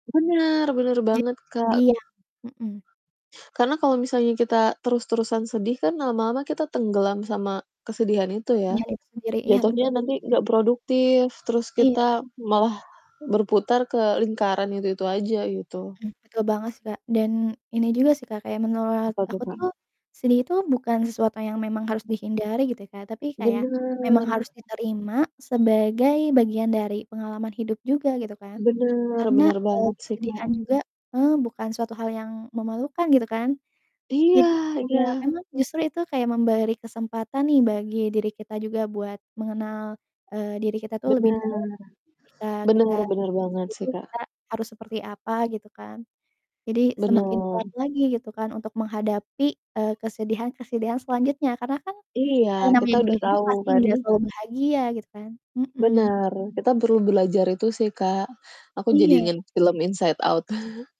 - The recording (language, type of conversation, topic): Indonesian, unstructured, Apa yang menurutmu paling sulit saat menghadapi rasa sedih?
- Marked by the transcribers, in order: mechanical hum; distorted speech; static; other background noise; drawn out: "Bener"; laugh